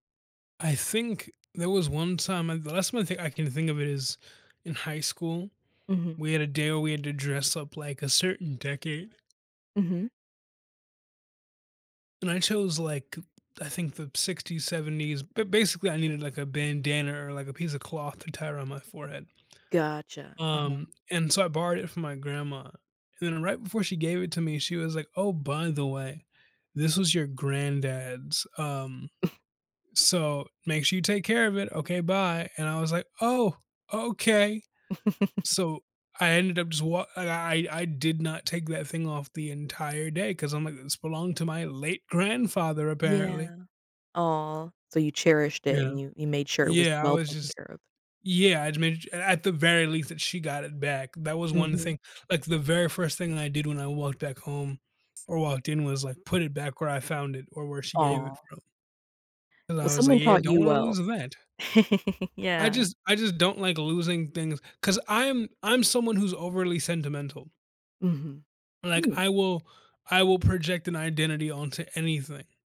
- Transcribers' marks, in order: other background noise; tapping; chuckle; chuckle; chuckle
- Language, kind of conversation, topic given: English, unstructured, What should I do if a friend might break my important item?